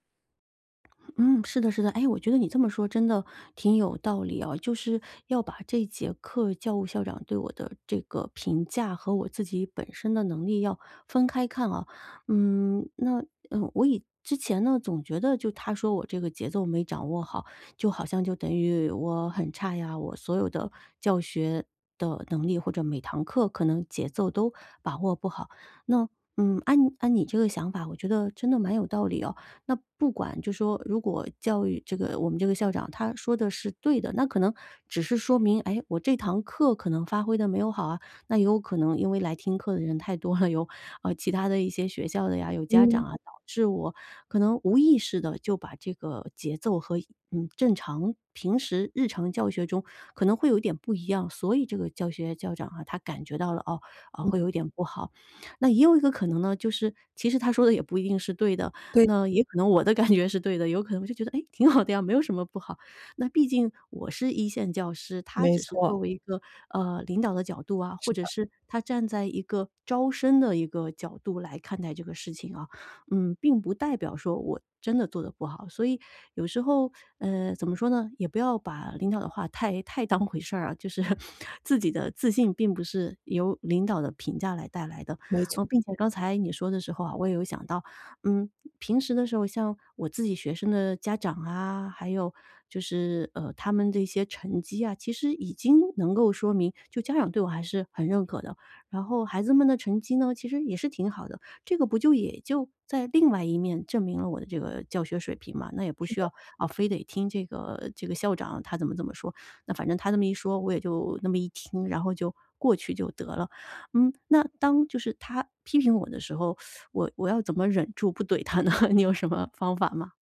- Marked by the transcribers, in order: other background noise; laughing while speaking: "了，有"; laughing while speaking: "其实他说的也"; laughing while speaking: "感觉"; laughing while speaking: "挺好"; laughing while speaking: "当回事儿啊，就是"; teeth sucking; laughing while speaking: "他呢？你有什么"
- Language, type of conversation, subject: Chinese, advice, 被批评时我如何保持自信？